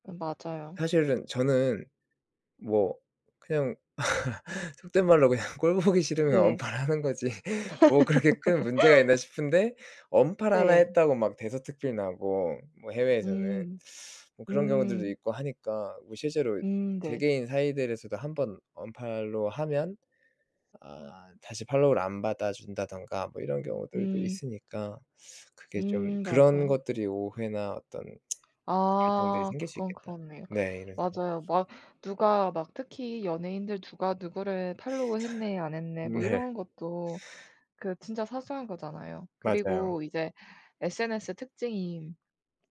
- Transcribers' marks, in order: laugh; laughing while speaking: "속된 말로 그냥 꼴 보기 … 문제가 있나 싶은데"; laugh; teeth sucking; teeth sucking; tsk; other background noise; laughing while speaking: "네"
- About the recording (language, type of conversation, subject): Korean, unstructured, SNS가 우리 사회에 어떤 영향을 미친다고 생각하시나요?